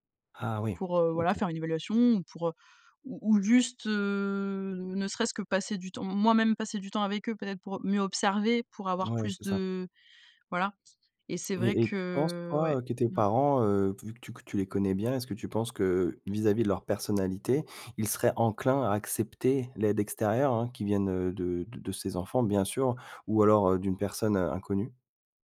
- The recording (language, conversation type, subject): French, podcast, Comment est-ce qu’on aide un parent qui vieillit, selon toi ?
- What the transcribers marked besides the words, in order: none